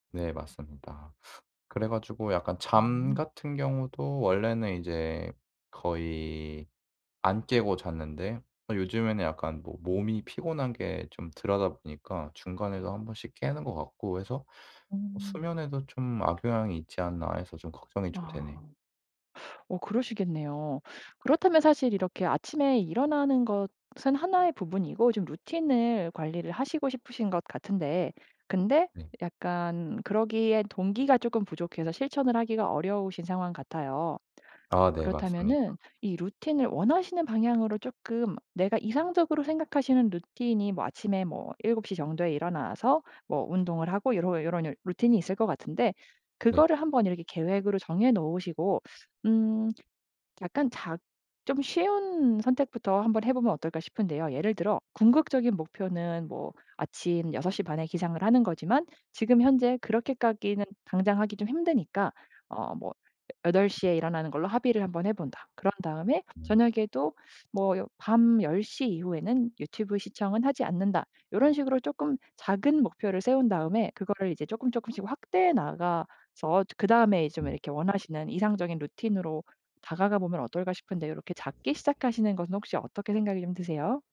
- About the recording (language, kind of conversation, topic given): Korean, advice, 아침에 일어나기 힘들어서 하루 계획이 자주 무너지는데 어떻게 하면 좋을까요?
- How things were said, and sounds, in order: other background noise; tapping; "그렇게까지는" said as "그렇게까기는"